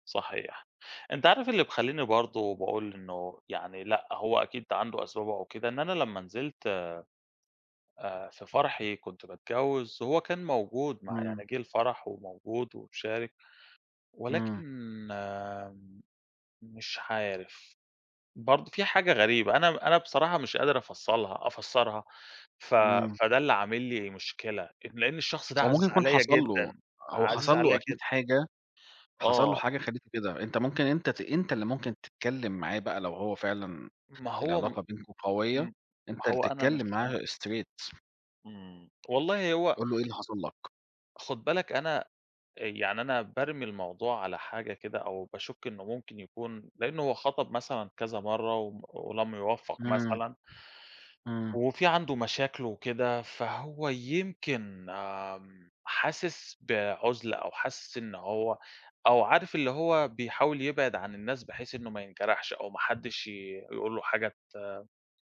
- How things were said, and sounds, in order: tapping; in English: "straight"
- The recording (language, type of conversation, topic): Arabic, unstructured, إيه دور أصحابك في دعم صحتك النفسية؟